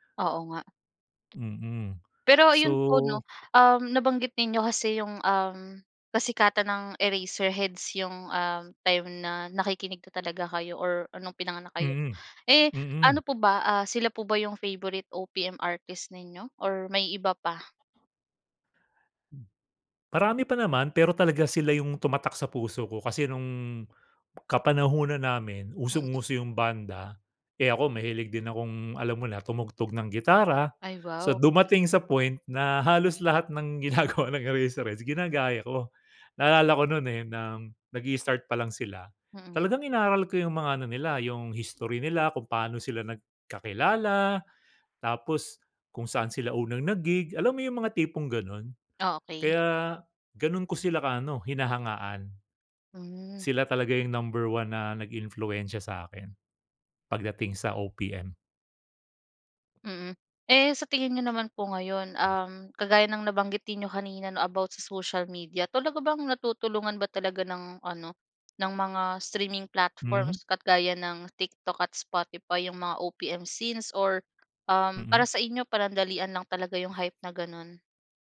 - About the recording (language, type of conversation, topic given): Filipino, podcast, Ano ang tingin mo sa kasalukuyang kalagayan ng OPM, at paano pa natin ito mapapasigla?
- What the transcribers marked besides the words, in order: laughing while speaking: "ginagawa"; "nag-impluwensiya" said as "nag influwensiya"; in English: "streaming platforms"; in English: "hype"